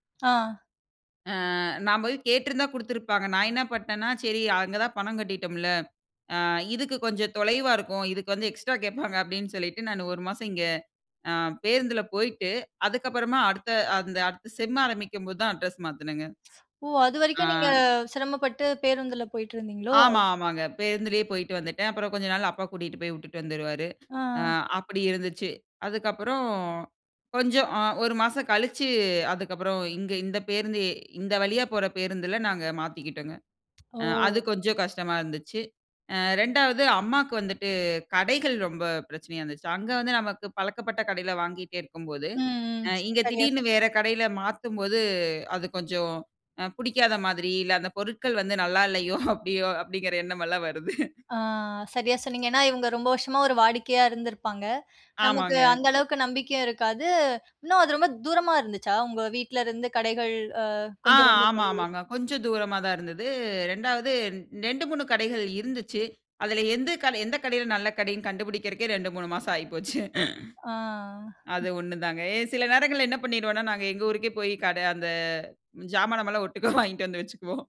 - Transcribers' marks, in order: in English: "செம்"; other background noise; tsk; laughing while speaking: "நல்லா இல்லையோ! அப்டியோ, அப்டிங்கற எண்ணம் எல்லாம் வருது"; "எந்த" said as "எந்து"; laughing while speaking: "ஆயிப்போச்சு. அது ஒண்ணு தாங்க"; chuckle; laughing while speaking: "ஜாமானமல்லாம் ஒட்டுக்கா வாங்கிட்டு வந்து வச்சுக்குவோம்"; "ஜாமானெல்லாம்" said as "ஜாமானமல்லாம்"
- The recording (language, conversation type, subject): Tamil, podcast, குடியேறும் போது நீங்கள் முதன்மையாக சந்திக்கும் சவால்கள் என்ன?